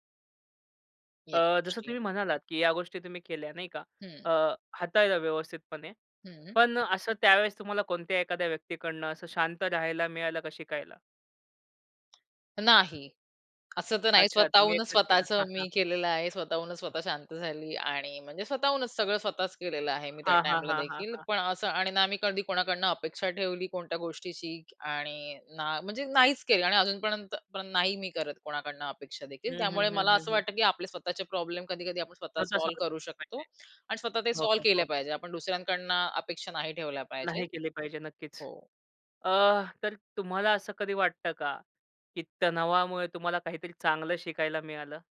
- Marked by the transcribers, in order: tapping; other background noise; in English: "सॉल्व्ह"; in English: "सॉल्व्ह"; in English: "सॉल्व्ह"
- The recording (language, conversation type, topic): Marathi, podcast, तणाव कमी करण्यासाठी तुम्ही कोणते सोपे मार्ग वापरता?